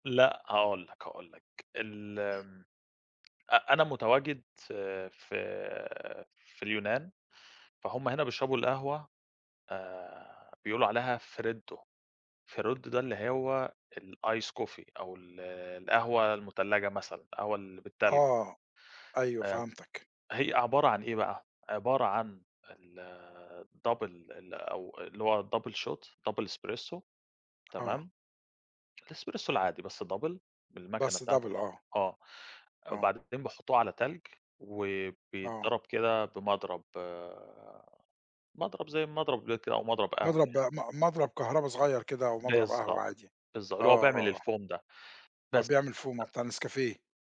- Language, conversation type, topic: Arabic, podcast, بتحكيلي عن يوم شغل عادي عندك؟
- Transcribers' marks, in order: tapping; throat clearing; in Italian: "Freddo، Freddo"; in English: "الice coffee"; in English: "double"; in English: "double shot، double espresso"; in English: "الespresso"; in English: "double"; in English: "double"; in English: "الFoam"; in English: "foam"; unintelligible speech